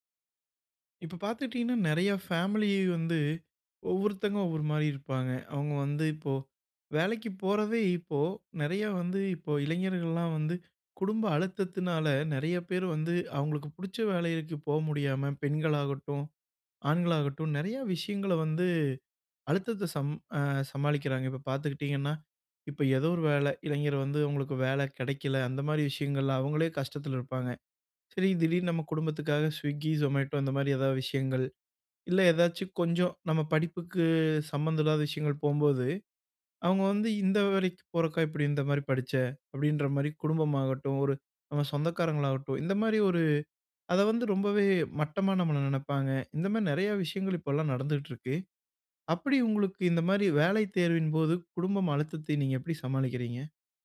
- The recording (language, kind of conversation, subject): Tamil, podcast, வேலைத் தேர்வு காலத்தில் குடும்பத்தின் அழுத்தத்தை நீங்கள் எப்படி சமாளிப்பீர்கள்?
- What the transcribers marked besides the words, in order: drawn out: "படிப்புக்கு"; "வேலக்கிப்" said as "வேரைக்கு"; anticipating: "அப்பிடி உங்களுக்கு இந்தமாரி வேலை தேர்வின்போது குடும்பம் அழுத்தத்தை நீங்க எப்பிடி சமாளிக்கிறீங்க?"